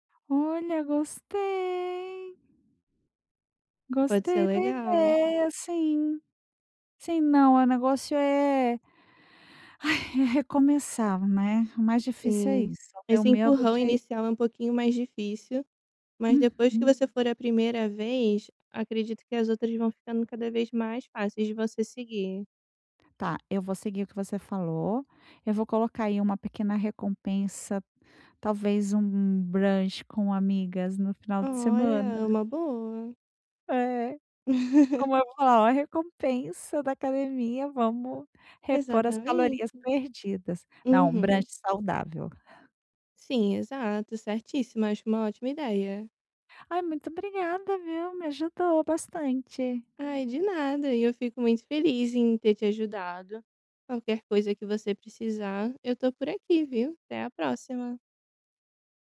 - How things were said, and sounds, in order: drawn out: "gostei"; other background noise; sigh; in English: "brunch"; laughing while speaking: "É"; chuckle; tapping; in English: "brunch"
- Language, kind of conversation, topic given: Portuguese, advice, Como criar rotinas que reduzam recaídas?